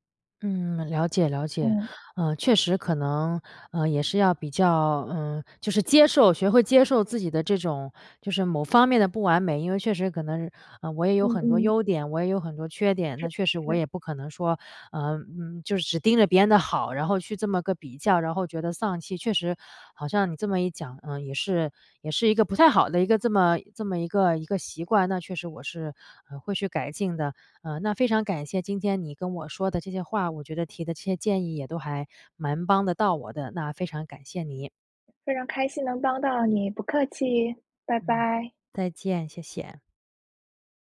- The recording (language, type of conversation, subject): Chinese, advice, 看到同行快速成长时，我为什么会产生自我怀疑和成功焦虑？
- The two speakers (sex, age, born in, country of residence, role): female, 20-24, China, United States, advisor; female, 35-39, China, United States, user
- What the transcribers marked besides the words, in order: none